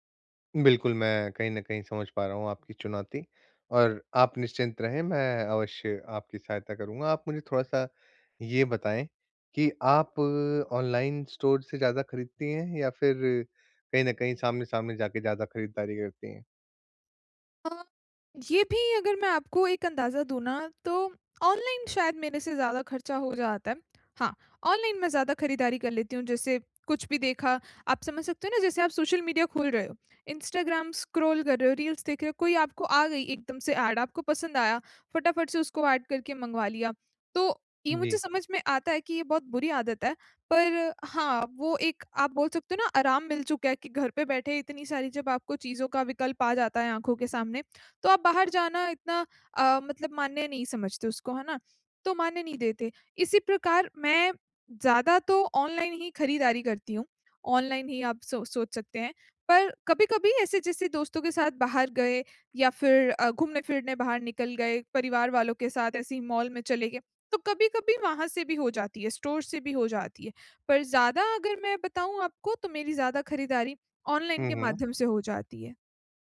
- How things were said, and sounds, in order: in English: "स्टोर"; in English: "स्क्रॉल"; in English: "ऐड"; in English: "एड"; in English: "स्टोर"
- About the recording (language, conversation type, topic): Hindi, advice, कम बजट में स्टाइलिश दिखने के आसान तरीके